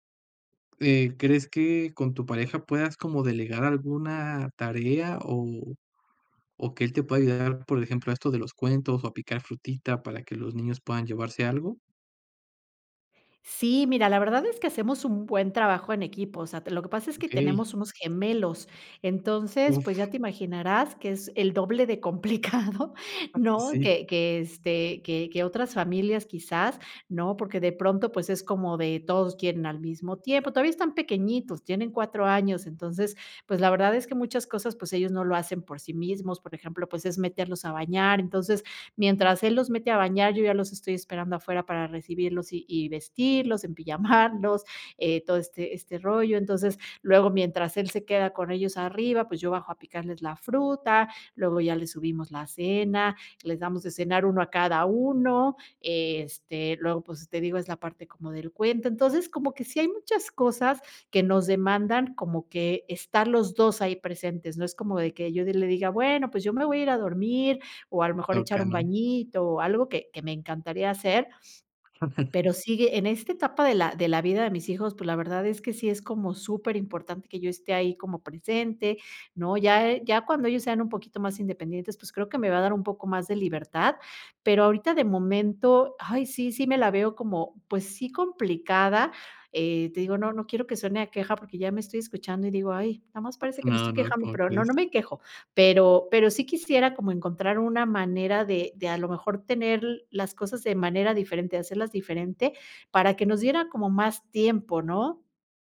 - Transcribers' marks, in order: chuckle; chuckle; inhale; laugh; unintelligible speech
- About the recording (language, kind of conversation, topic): Spanish, advice, ¿Cómo has descuidado tu salud al priorizar el trabajo o cuidar a otros?